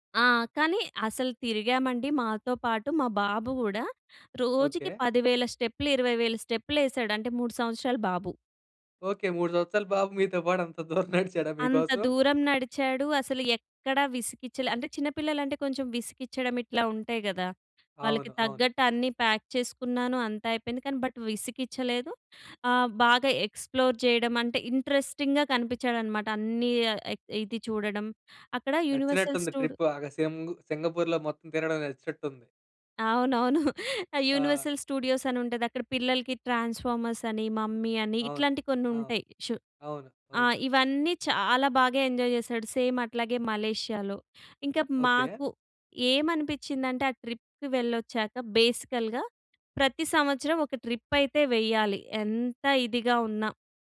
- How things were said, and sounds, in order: laughing while speaking: "నడిచాడా"; in English: "ప్యాక్"; in English: "ఎక్స్‌ప్లోర్"; in English: "ఇంట్రెస్టింగ్‍గా"; in English: "యూనివర్సల్ స్టూడ్"; in English: "ట్రిప్"; chuckle; in English: "యూనివర్సల్ స్టూడియోస్"; in English: "ట్రాన్స్‌ఫార్మర్స్"; in English: "మమ్మీ"; in English: "ఎంజాయ్"; in English: "సేమ్"; in English: "ట్రిప్"; in English: "బేసికల్‌గా"; in English: "ట్రిప్"
- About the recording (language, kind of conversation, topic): Telugu, podcast, మీ ప్రయాణంలో నేర్చుకున్న ఒక ప్రాముఖ్యమైన పాఠం ఏది?